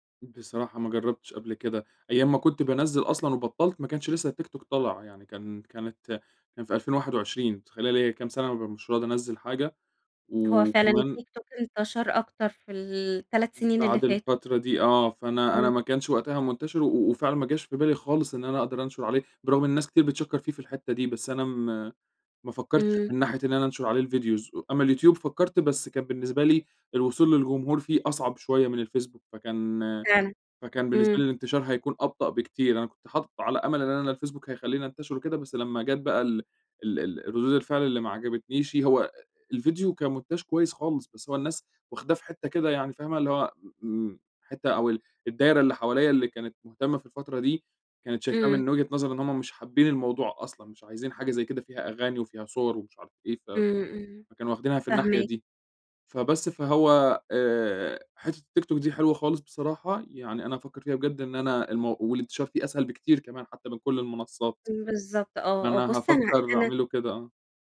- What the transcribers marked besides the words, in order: other background noise; tapping; in French: "كمونتاج"
- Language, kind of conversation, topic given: Arabic, advice, إزاي أقدر أتغلّب على خوفي من النقد اللي بيمنعني أكمّل شغلي الإبداعي؟